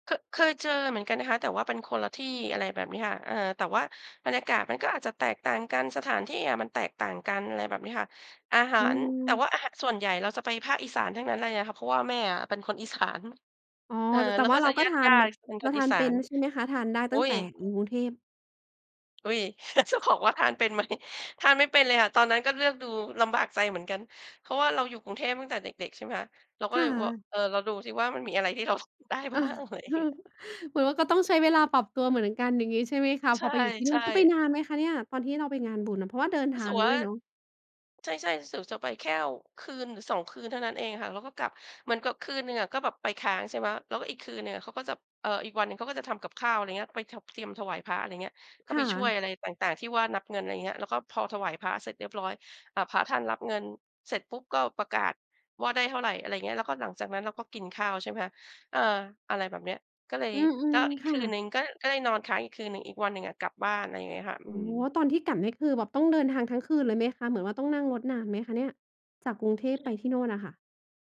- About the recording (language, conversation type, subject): Thai, podcast, คุณช่วยเล่าประสบการณ์การไปเยือนชุมชนท้องถิ่นที่ต้อนรับคุณอย่างอบอุ่นให้ฟังหน่อยได้ไหม?
- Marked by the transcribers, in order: laughing while speaking: "คนอีสาน"; tapping; laugh; laughing while speaking: "จะบอกว่าทานเป็นไหม"; chuckle; other background noise